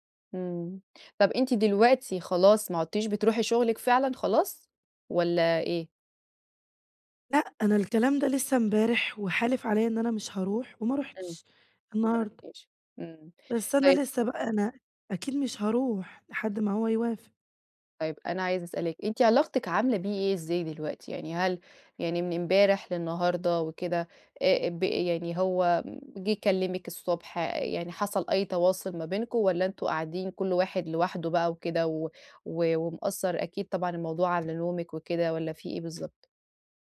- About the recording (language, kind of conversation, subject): Arabic, advice, إزاي أرجّع توازني العاطفي بعد فترات توتر؟
- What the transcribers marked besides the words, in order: unintelligible speech; tapping